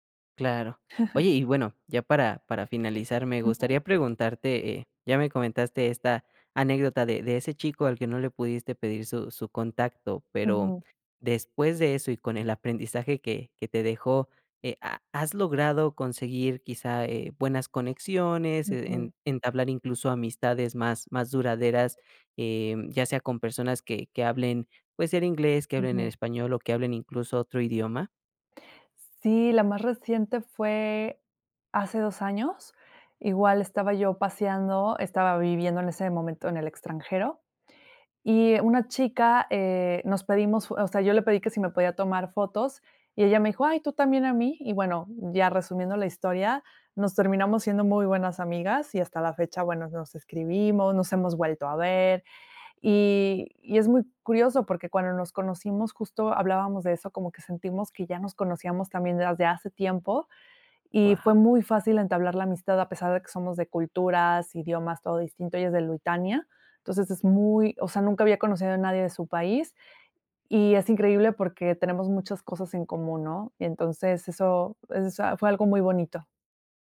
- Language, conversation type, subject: Spanish, podcast, ¿Qué consejos tienes para hacer amigos viajando solo?
- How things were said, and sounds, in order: chuckle; "Lituania" said as "Luitania"